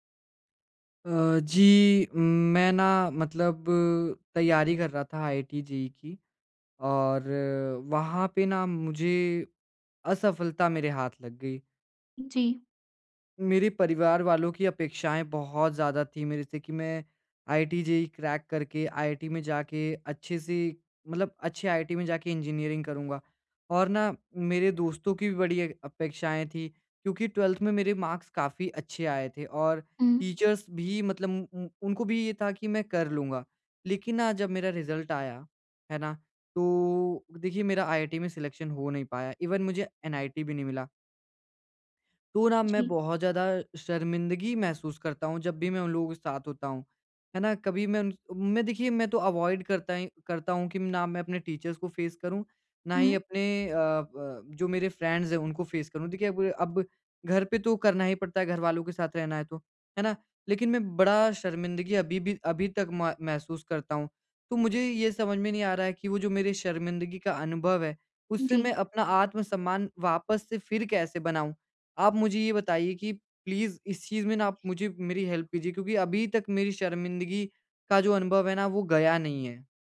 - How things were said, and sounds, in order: in English: "क्रैक"; in English: "ट्वेल्थ"; in English: "मार्क्स"; in English: "टीचर्स"; in English: "रिज़ल्ट"; in English: "सिलेक्शन"; in English: "इवन"; in English: "अवॉइड"; in English: "टीचर्स"; in English: "फेस"; in English: "फ्रेंड्स"; in English: "फेस"; in English: "प्लीज़"; in English: "हेल्प"
- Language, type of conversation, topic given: Hindi, advice, मैं शर्मिंदगी के अनुभव के बाद अपना आत्म-सम्मान फिर से कैसे बना सकता/सकती हूँ?